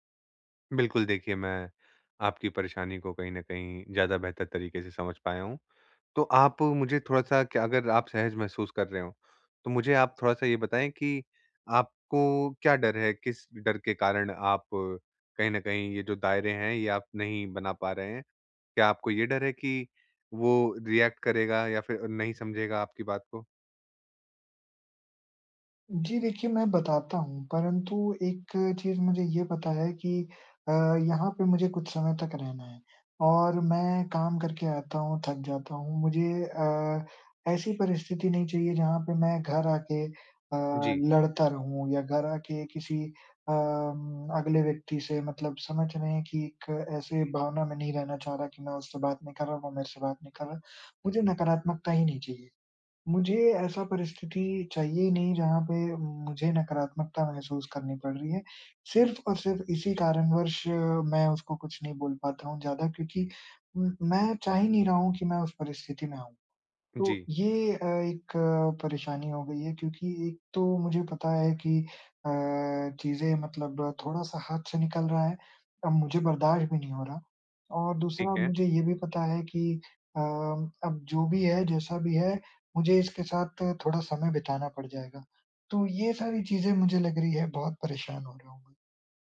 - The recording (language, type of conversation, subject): Hindi, advice, नए रिश्ते में बिना दूरी बनाए मैं अपनी सीमाएँ कैसे स्पष्ट करूँ?
- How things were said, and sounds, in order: in English: "रिएक्ट"